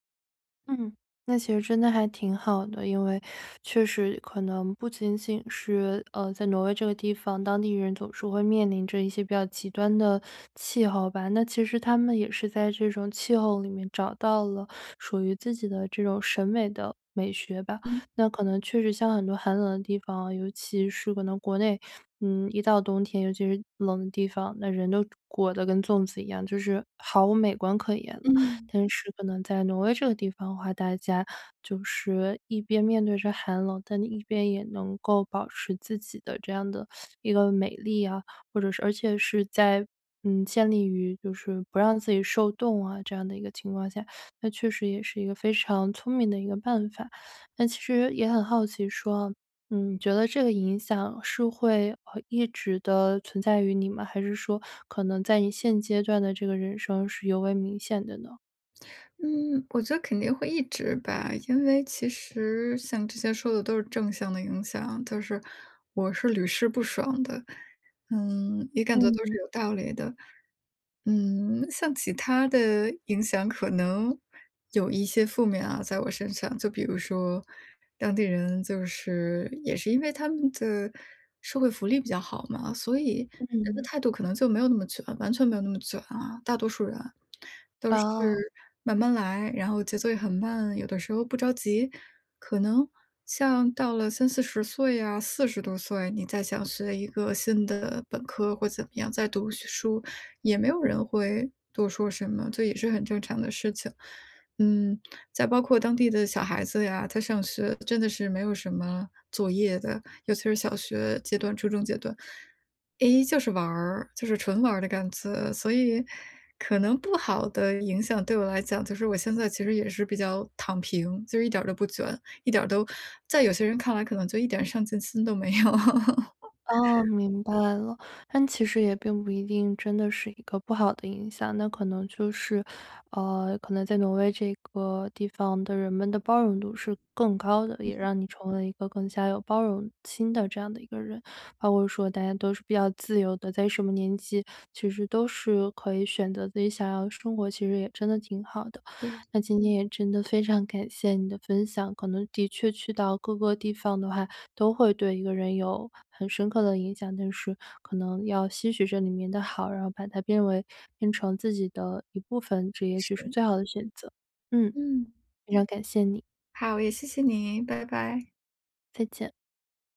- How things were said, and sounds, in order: teeth sucking; other background noise; laughing while speaking: "有"; chuckle
- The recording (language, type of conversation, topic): Chinese, podcast, 去过哪个地方至今仍在影响你？